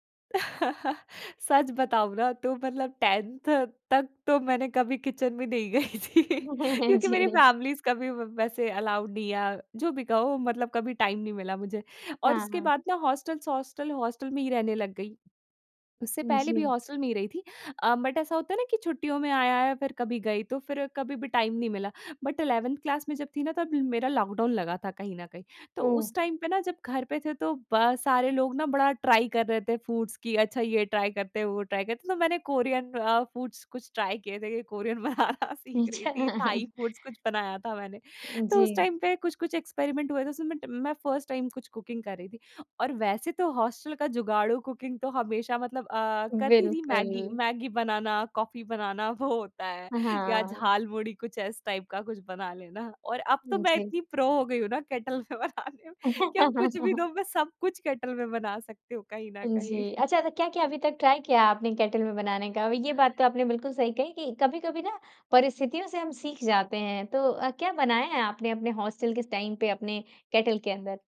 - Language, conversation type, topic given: Hindi, podcast, किस खाने ने आपकी सांस्कृतिक पहचान को आकार दिया है?
- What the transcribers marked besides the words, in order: laugh; in English: "टेंथ"; in English: "किचन"; laughing while speaking: "नहीं गई थी"; in English: "फैमिलीज़"; in English: "अलाउड"; laughing while speaking: "जी"; in English: "टाइम"; in English: "हॉस्टल्स हॉस्टल हॉस्टल"; in English: "हॉस्टल"; in English: "बट"; in English: "टाइम"; in English: "बट इलेवेंथ क्लास"; in English: "टाइम"; in English: "ट्राई"; in English: "फूड्स"; in English: "ट्राई"; in English: "ट्राई"; in English: "कोरियन"; in English: "फूड्स"; in English: "ट्राई"; in English: "कोरियन"; laughing while speaking: "बनाना सीख रही थी। थाई फूड्स कुछ बनाया था मैंने"; laughing while speaking: "अच्छा"; in English: "थाई फूड्स"; in English: "टाइम"; in English: "एक्सपेरिमेंट"; in English: "फ़र्स्ट टाइम"; in English: "कुकिंग"; in English: "हॉस्टल"; in English: "कुकिंग"; in English: "टाइप"; in English: "प्रो"; in English: "केटल"; laughing while speaking: "में बनाने में कि अब … कहीं न कहीं"; laugh; in English: "ट्राई"; in English: "केटल"; in English: "हॉस्टल"; in English: "टाइम"; in English: "केटल"